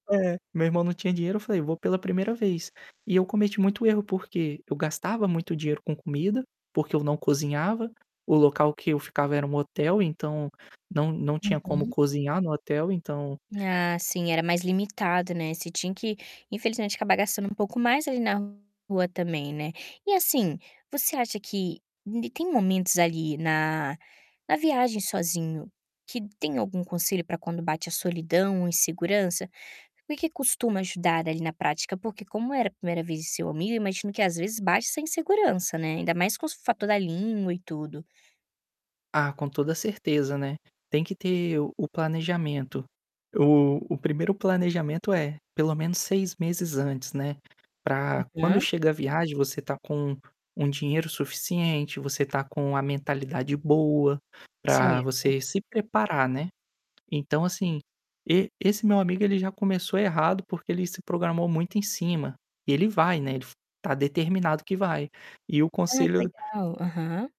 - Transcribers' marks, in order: static; tapping; distorted speech; unintelligible speech
- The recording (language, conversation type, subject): Portuguese, podcast, Que conselho você daria a quem vai viajar sozinho pela primeira vez?